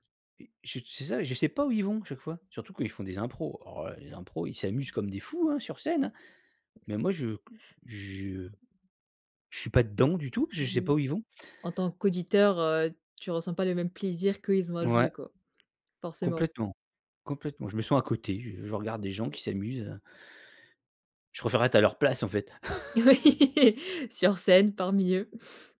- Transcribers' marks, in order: tapping; other background noise; laughing while speaking: "Oui"; chuckle
- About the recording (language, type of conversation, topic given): French, podcast, Quelle chanson écoutes-tu en boucle en ce moment ?